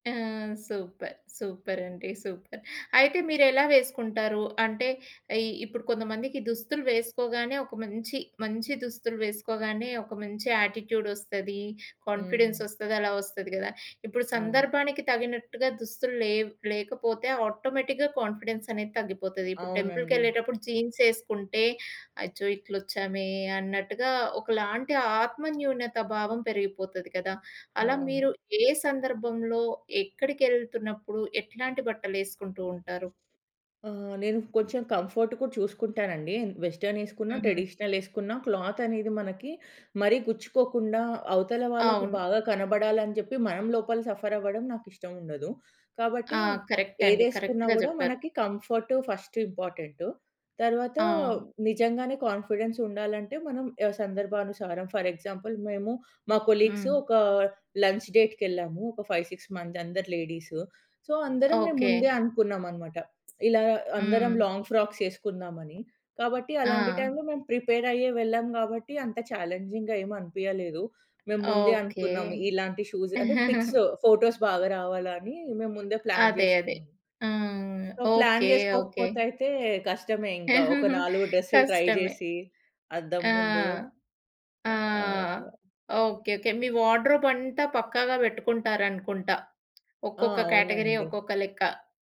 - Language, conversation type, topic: Telugu, podcast, దుస్తులు ఎంచుకునేటప్పుడు మీ అంతర్భావం మీకు ఏమి చెబుతుంది?
- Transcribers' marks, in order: in English: "సూపర్! సూపర్"; in English: "సూపర్"; in English: "యాటిట్యూడ్"; in English: "కాన్ఫిడెన్స్"; in English: "ఆటోమేటిక్‌గా కాన్ఫిడెన్స్"; in English: "జీన్స్"; in English: "కంఫోర్ట్"; in English: "వెస్ట్రన్"; in English: "ట్రెడిషనల్"; in English: "క్లాత్"; in English: "సఫర్"; in English: "కరెక్ట్"; in English: "కరెక్ట్‌గా"; in English: "మనకి కంఫోర్ట్ ఫస్ట్"; in English: "కాన్ఫిడెన్స్"; in English: "ఫర్ ఎగ్జాంపుల్"; in English: "కొలీగ్స్"; in English: "లంచ్"; in English: "ఫైవ్, సిక్స్"; in English: "లేడీస్. సో"; in English: "లాంగ్ ఫ్రాక్స్"; in English: "టైమ్‌లో"; in English: "ప్రిపేర్"; in English: "అంత ఛాలెంజింగ్‌గా"; tapping; giggle; in English: "షూస్"; in English: "పిక్స్, ఫోటోస్"; in English: "ప్లాన్"; in English: "సో ప్లాన్"; giggle; in English: "డ్రెస్‌లు ట్రై"; in English: "వార్డ్‌రుబ్"; other background noise; in English: "క్యాటగరీ"